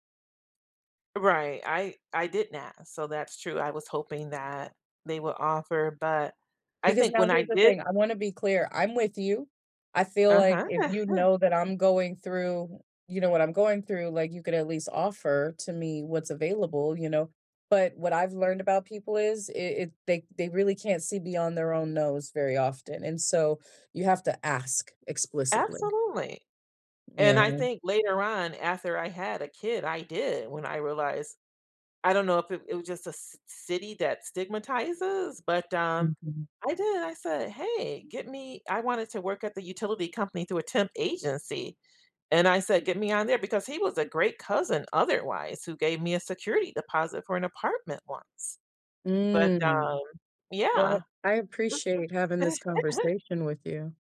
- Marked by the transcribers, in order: tapping; chuckle; other background noise; background speech; laugh
- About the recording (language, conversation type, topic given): English, unstructured, How do families support each other during tough times?
- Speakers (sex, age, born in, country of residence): female, 40-44, United States, United States; female, 55-59, United States, United States